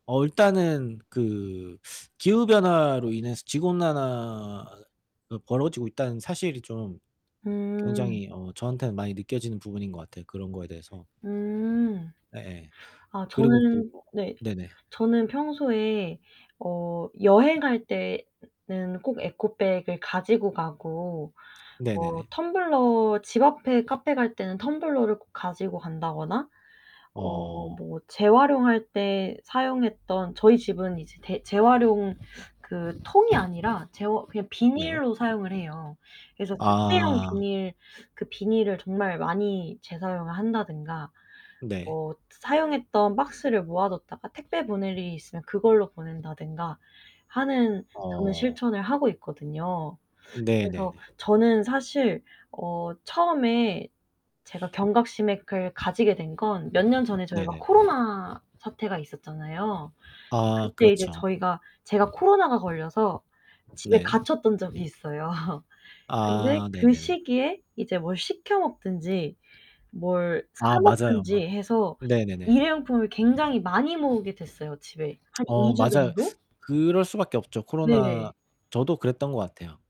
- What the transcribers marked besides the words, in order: tapping; other background noise; distorted speech; laughing while speaking: "있어요"; lip smack; static
- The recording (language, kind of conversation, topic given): Korean, unstructured, 자연을 보호하는 가장 쉬운 방법은 무엇일까요?